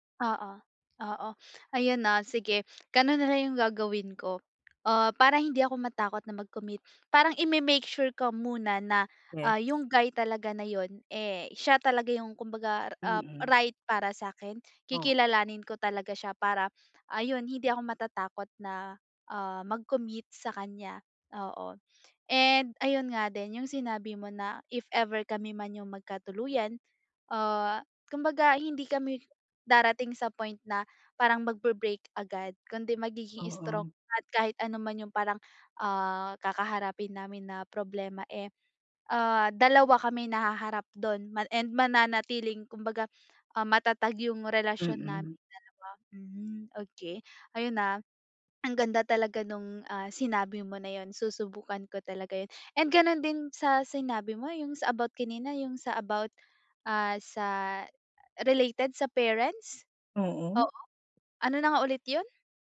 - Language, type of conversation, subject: Filipino, advice, Bakit ako natatakot pumasok sa seryosong relasyon at tumupad sa mga pangako at obligasyon?
- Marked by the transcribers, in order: other background noise